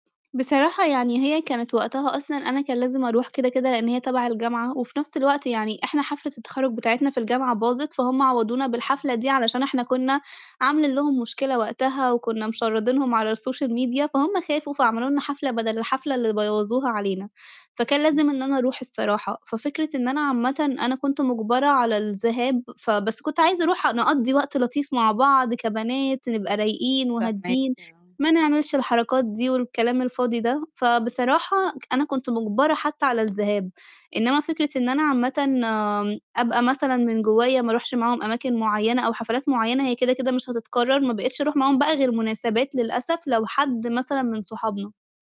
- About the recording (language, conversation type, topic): Arabic, advice, إزاي أوازن بين راحتي الشخصية وتوقعات العيلة والأصحاب في الاحتفالات؟
- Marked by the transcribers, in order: in English: "الsocial media"